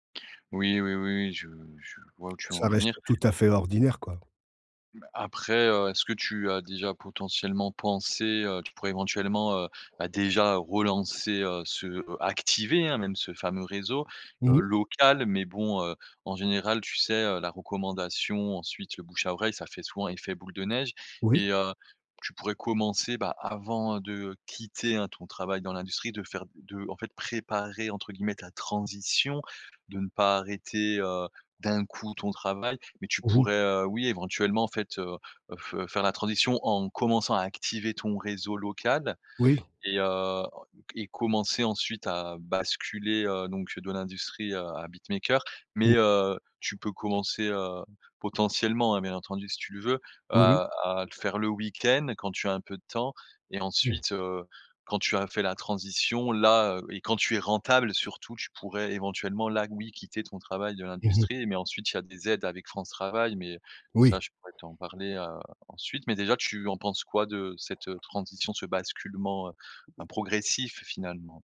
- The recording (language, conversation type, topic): French, advice, Comment surmonter ma peur de changer de carrière pour donner plus de sens à mon travail ?
- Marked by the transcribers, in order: stressed: "activer"; tapping; stressed: "d'un coup"; stressed: "activer"; in English: "beatmaker"; stressed: "rentable"; other noise